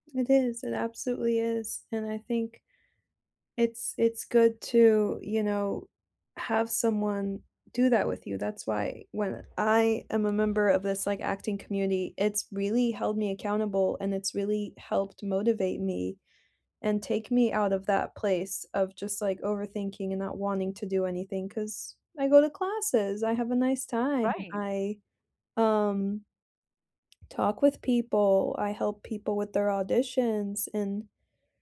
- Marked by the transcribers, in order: other background noise; tapping
- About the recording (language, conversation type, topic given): English, unstructured, How can you work toward big goals without burning out, while also building strong, supportive relationships?
- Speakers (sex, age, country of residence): female, 25-29, United States; female, 50-54, United States